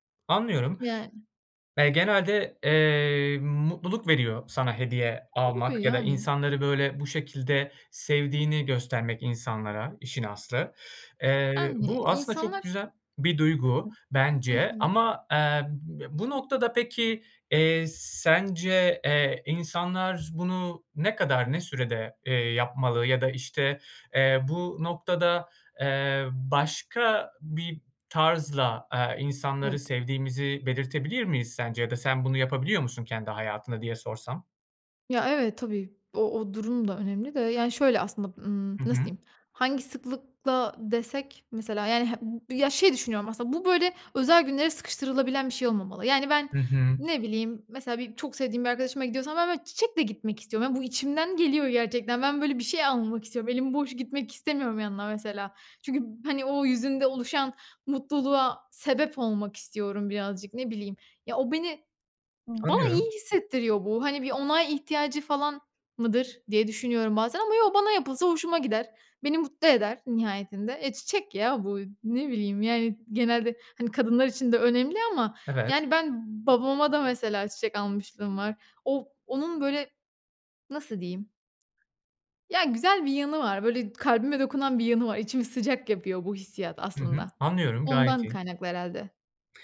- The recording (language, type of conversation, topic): Turkish, advice, Hediyeler için aşırı harcama yapıyor ve sınır koymakta zorlanıyor musunuz?
- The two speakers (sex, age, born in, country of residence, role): female, 25-29, Turkey, Italy, user; male, 35-39, Turkey, Hungary, advisor
- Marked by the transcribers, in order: other background noise; unintelligible speech